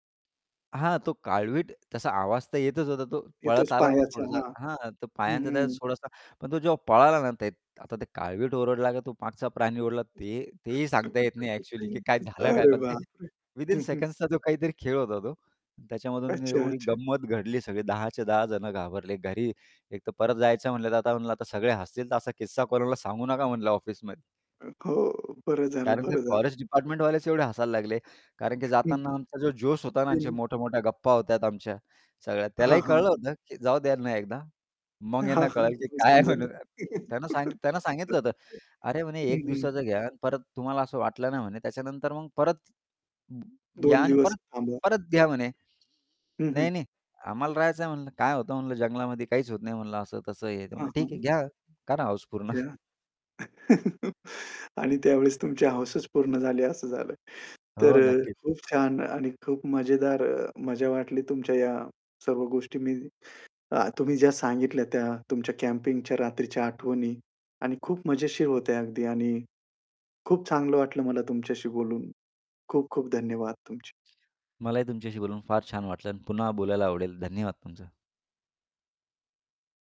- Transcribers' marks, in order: static; laugh; other background noise; tapping; laughing while speaking: "की काय आहे म्हणून"; laugh; chuckle; laugh
- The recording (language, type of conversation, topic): Marathi, podcast, तुमच्या पहिल्या कॅम्पिंगच्या रात्रीची आठवण काय आहे?